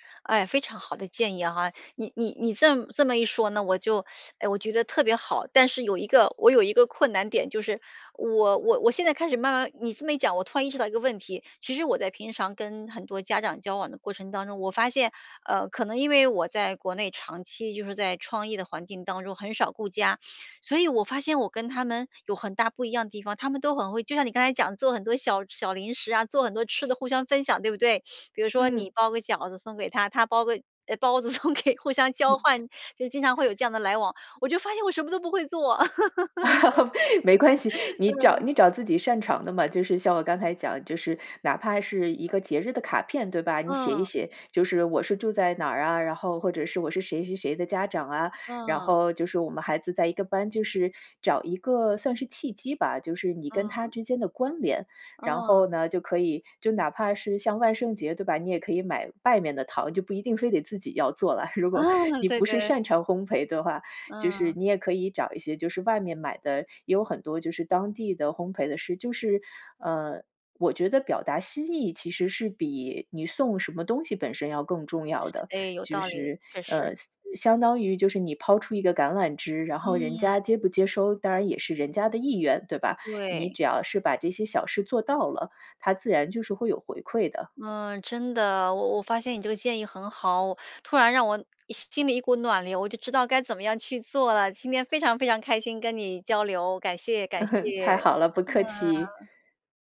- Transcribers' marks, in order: teeth sucking; tapping; laughing while speaking: "送给"; laugh; laughing while speaking: "没关系"; laugh; other background noise; laugh; laughing while speaking: "太好了"
- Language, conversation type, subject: Chinese, advice, 我该如何兼顾孩子的活动安排和自己的工作时间？